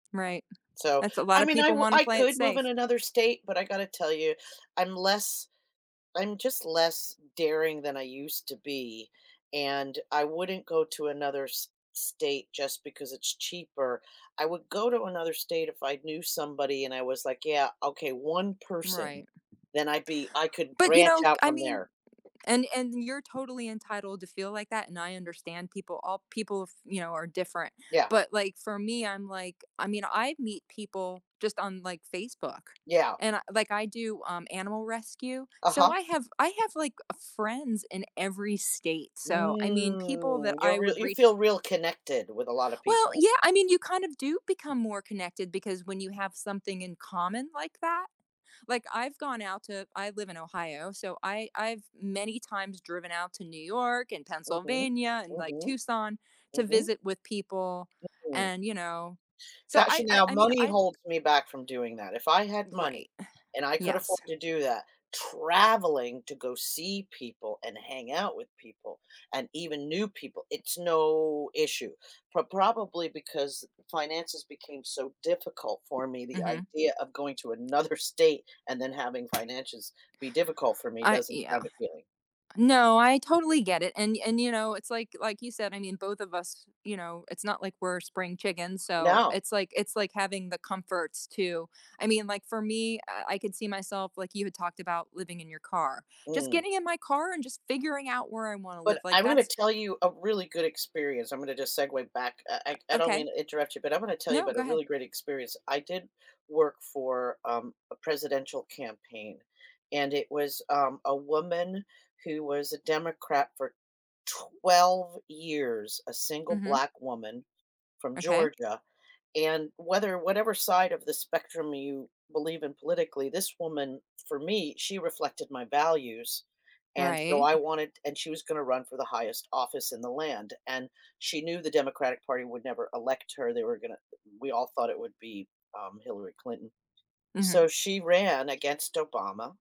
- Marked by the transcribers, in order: other background noise; stressed: "traveling"; other noise; stressed: "twelve"
- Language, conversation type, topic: English, unstructured, How do personal challenges shape our perceptions of significant life events?
- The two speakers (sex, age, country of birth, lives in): female, 55-59, United States, United States; female, 60-64, United States, United States